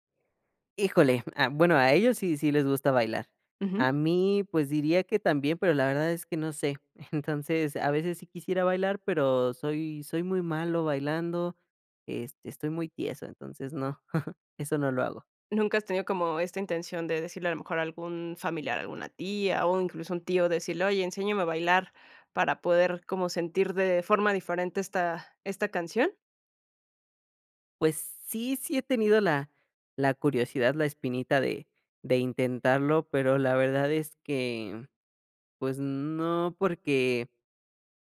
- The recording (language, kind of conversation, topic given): Spanish, podcast, ¿Qué canción siempre suena en reuniones familiares?
- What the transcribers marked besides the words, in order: chuckle; chuckle